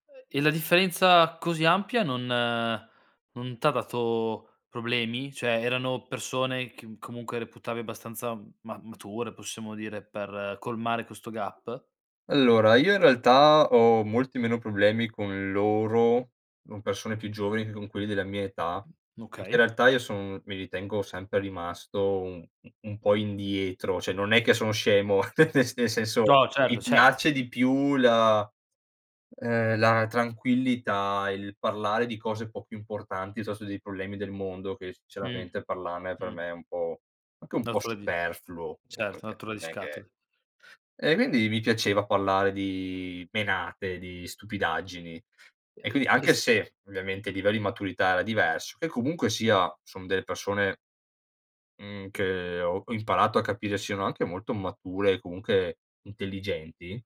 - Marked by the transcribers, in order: other background noise; "che" said as "chem"; "Okay" said as "Mokey"; "perché" said as "pechè"; "cioè" said as "ceh"; chuckle; laughing while speaking: "nel sen"; laughing while speaking: "certo"; "sinceramente" said as "sicceramente"; "Rottura" said as "Nottura"; "rottura" said as "nottura"; unintelligible speech; "quindi" said as "guindi"; "comunque" said as "comunche"
- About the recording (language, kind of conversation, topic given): Italian, podcast, Quale hobby ti ha regalato amici o ricordi speciali?